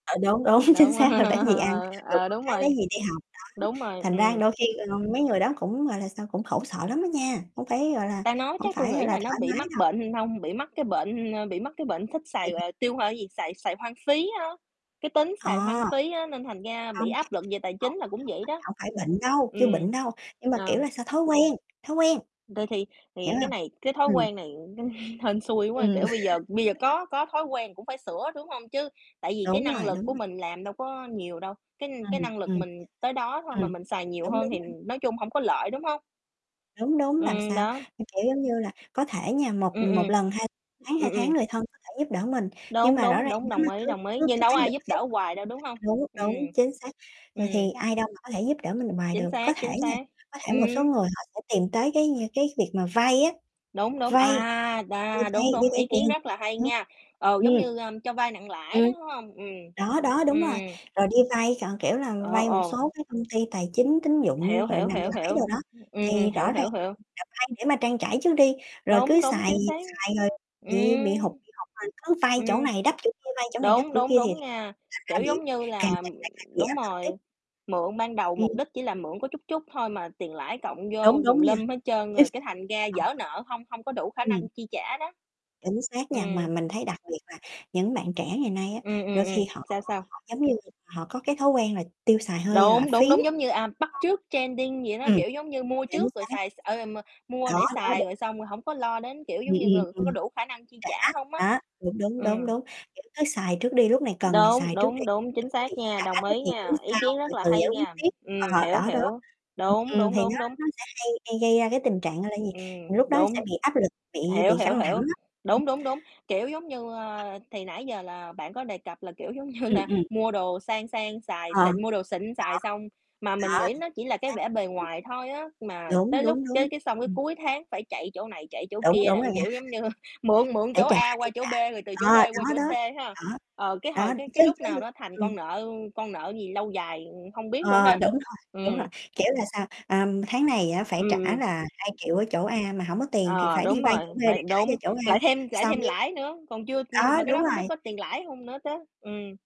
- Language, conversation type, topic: Vietnamese, unstructured, Bạn đã từng cảm thấy căng thẳng vì áp lực tài chính chưa?
- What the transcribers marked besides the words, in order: laughing while speaking: "đúng, chính xác"; laugh; other background noise; distorted speech; unintelligible speech; laughing while speaking: "bệnh"; unintelligible speech; unintelligible speech; tapping; chuckle; laugh; static; unintelligible speech; unintelligible speech; other noise; unintelligible speech; in English: "trending"; unintelligible speech; laughing while speaking: "như là"; mechanical hum; laughing while speaking: "như"; chuckle